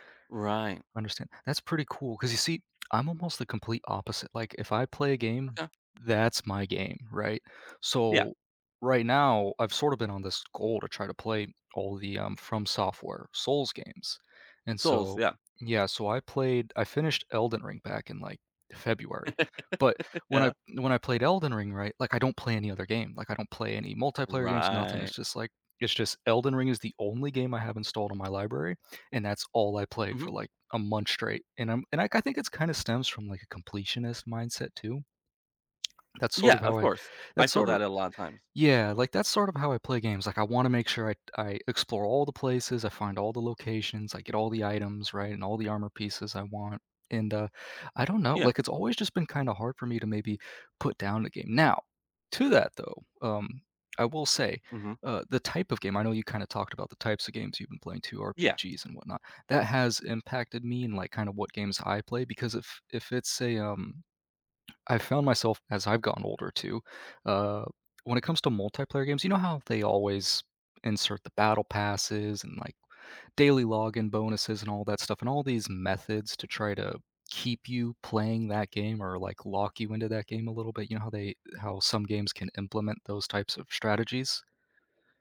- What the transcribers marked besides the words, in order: lip smack; laugh; drawn out: "Right"; other background noise
- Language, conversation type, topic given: English, unstructured, How do you decide which hobby projects to finish and which ones to abandon?
- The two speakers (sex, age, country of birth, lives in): male, 25-29, United States, United States; male, 30-34, United States, United States